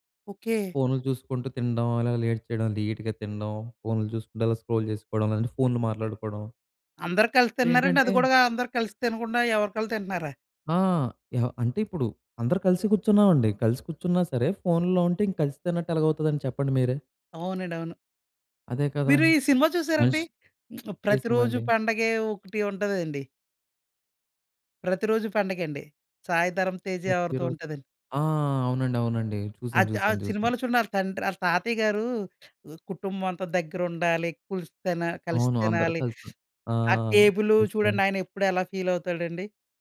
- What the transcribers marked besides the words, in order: in English: "లేట్"; in English: "లెట్‌గా"; in English: "స్క్రోల్"; tapping; lip smack; in English: "ఫీల్"
- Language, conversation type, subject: Telugu, podcast, స్క్రీన్ టైమ్‌కు కుటుంబ రూల్స్ ఎలా పెట్టాలి?